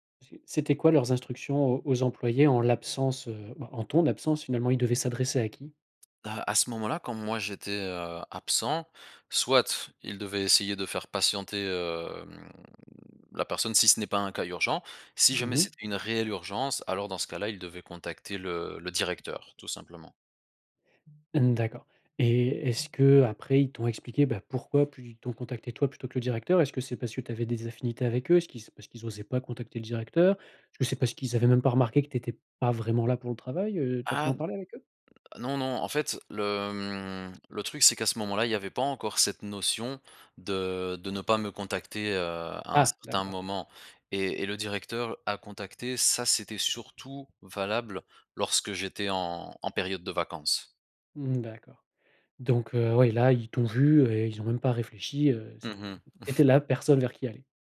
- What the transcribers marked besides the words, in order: drawn out: "hem"; other background noise; stressed: "Ah"
- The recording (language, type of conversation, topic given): French, podcast, Comment trouves-tu l’équilibre entre le travail et les loisirs ?
- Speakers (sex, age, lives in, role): male, 35-39, Belgium, guest; male, 40-44, France, host